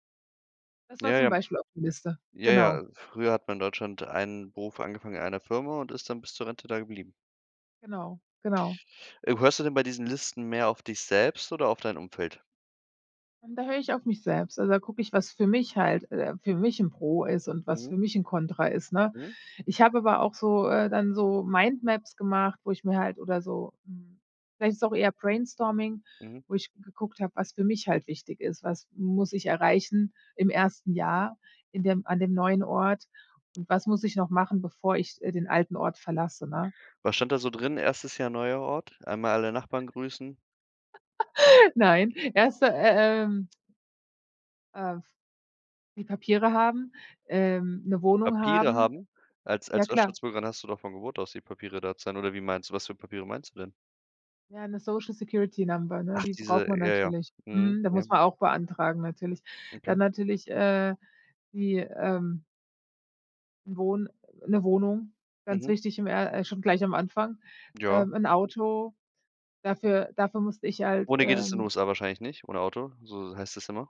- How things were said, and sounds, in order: laugh; unintelligible speech; in English: "Social Security Number"
- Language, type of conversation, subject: German, podcast, Wie triffst du Entscheidungen bei großen Lebensumbrüchen wie einem Umzug?